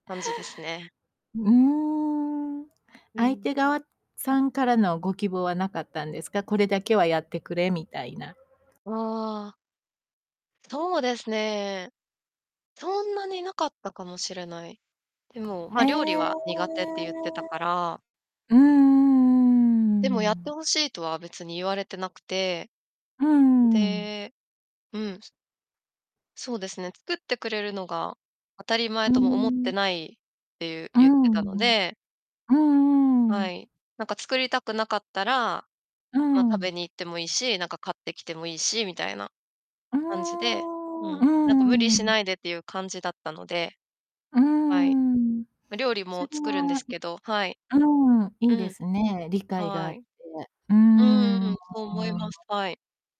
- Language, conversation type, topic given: Japanese, podcast, 家事の分担はどのように決めていますか？
- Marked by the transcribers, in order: other background noise; static; distorted speech; drawn out: "ええ。うーん"